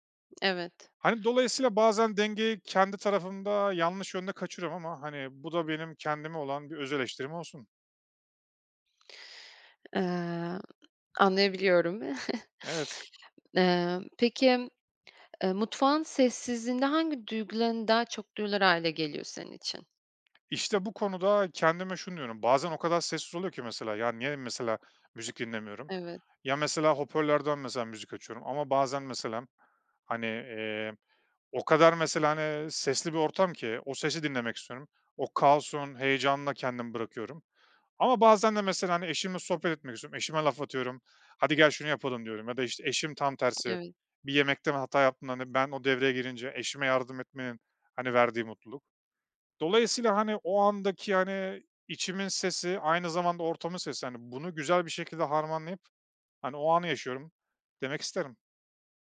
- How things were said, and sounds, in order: other background noise; chuckle; other noise; unintelligible speech
- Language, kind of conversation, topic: Turkish, podcast, Basit bir yemek hazırlamak seni nasıl mutlu eder?
- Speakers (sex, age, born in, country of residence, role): female, 25-29, Turkey, France, host; male, 35-39, Turkey, Estonia, guest